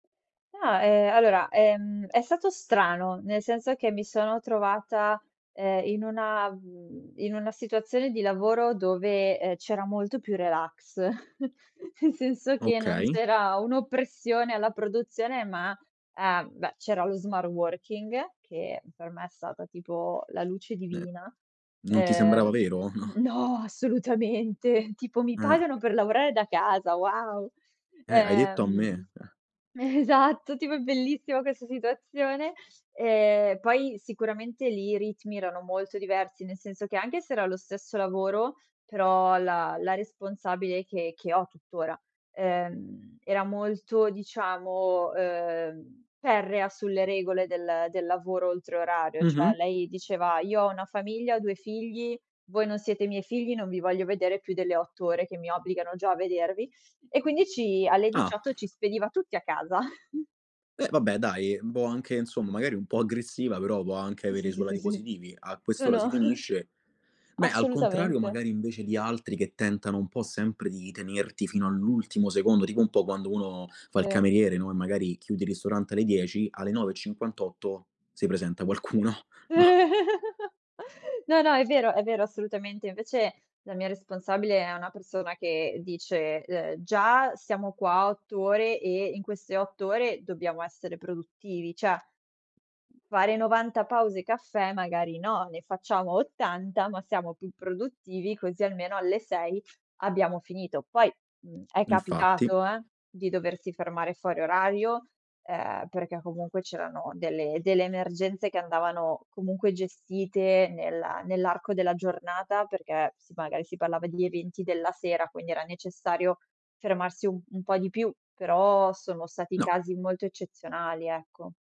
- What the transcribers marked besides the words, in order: chuckle; other background noise; in English: "smar-working"; "smart-working" said as "smar-working"; laughing while speaking: "Assolutamente"; laughing while speaking: "no?"; laughing while speaking: "Eh, esatto"; chuckle; chuckle; tapping; laughing while speaking: "qualcuno, no?"; giggle; "Cioè" said as "ceh"
- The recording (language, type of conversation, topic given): Italian, podcast, Come hai imparato a dare valore al tempo?